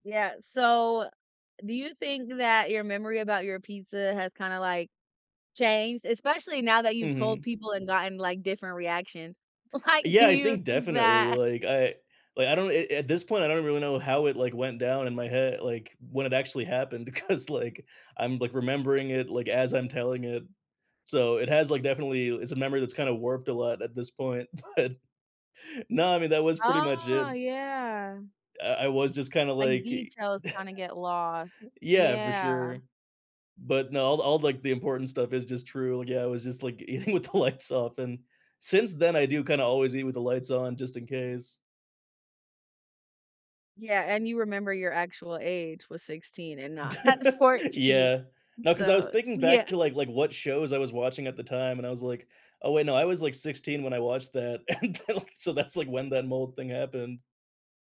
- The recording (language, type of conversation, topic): English, unstructured, What is a childhood memory that still makes you smile?
- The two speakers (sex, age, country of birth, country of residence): female, 30-34, United States, United States; male, 30-34, India, United States
- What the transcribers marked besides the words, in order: laughing while speaking: "Like"; laughing while speaking: "that"; laughing while speaking: "because"; drawn out: "Oh"; laughing while speaking: "But"; other background noise; laugh; tapping; laughing while speaking: "eating with the lights"; laugh; laughing while speaking: "yeah"; laugh; laughing while speaking: "And then, like, so that's, like"